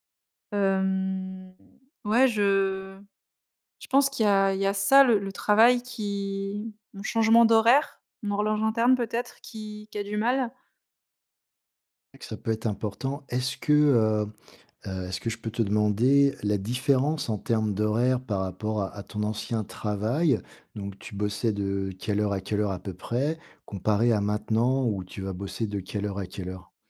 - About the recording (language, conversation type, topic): French, advice, Comment décririez-vous votre insomnie liée au stress ?
- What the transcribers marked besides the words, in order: drawn out: "Hem"